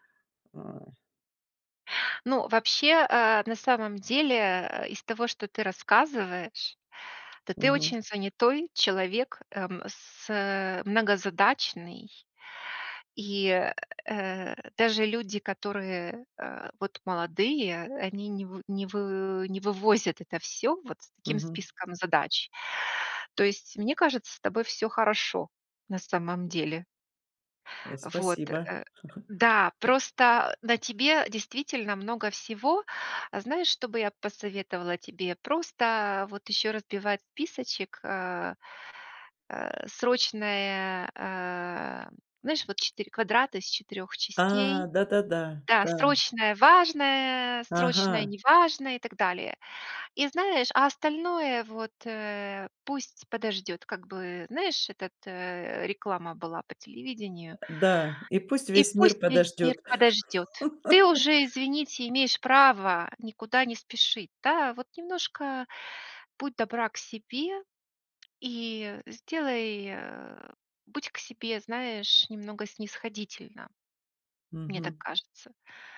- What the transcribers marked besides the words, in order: tapping; chuckle; laugh
- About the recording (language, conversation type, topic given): Russian, advice, Как планировать рабочие блоки, чтобы дольше сохранять концентрацию?